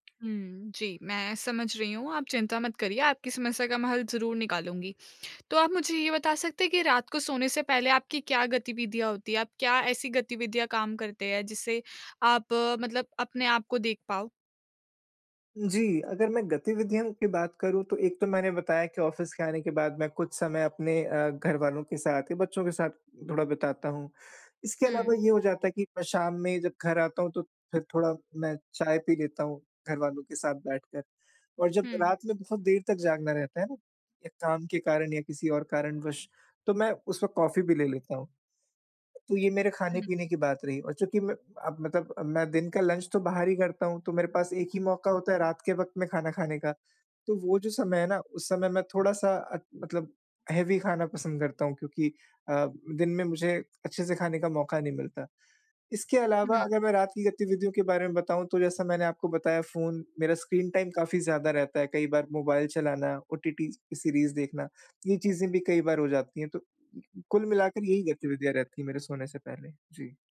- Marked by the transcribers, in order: in English: "ऑफ़िस"; in English: "लंच"; in English: "हेवी"; in English: "स्क्रीन टाइम"
- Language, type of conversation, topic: Hindi, advice, मैं अपनी सोने-जागने की समय-सारिणी को स्थिर कैसे रखूँ?